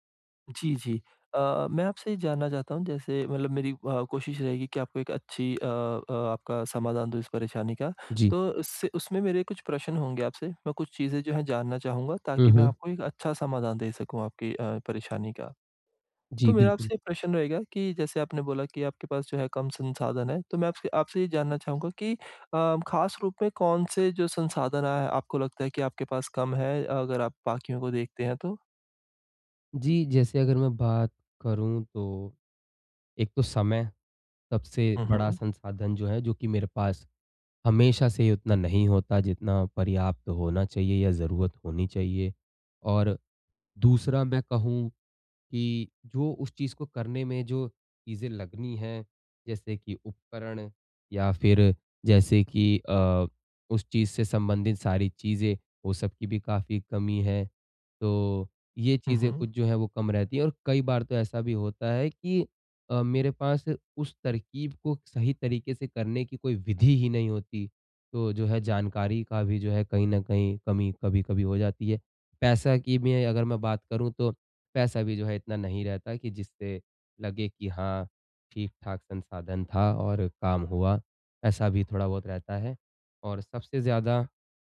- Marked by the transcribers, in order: none
- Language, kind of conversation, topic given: Hindi, advice, सीमित संसाधनों के बावजूद मैं अपनी रचनात्मकता कैसे बढ़ा सकता/सकती हूँ?